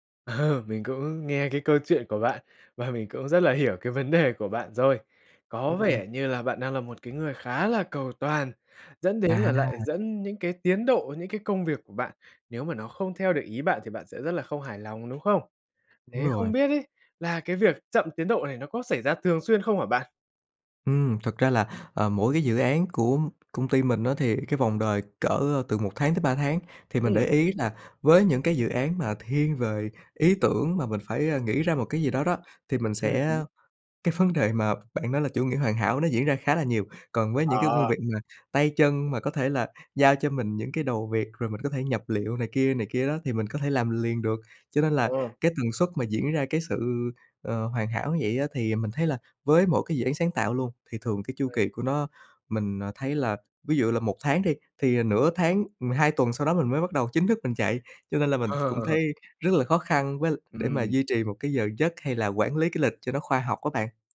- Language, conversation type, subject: Vietnamese, advice, Chủ nghĩa hoàn hảo làm chậm tiến độ
- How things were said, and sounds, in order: tapping; other background noise; other noise; laugh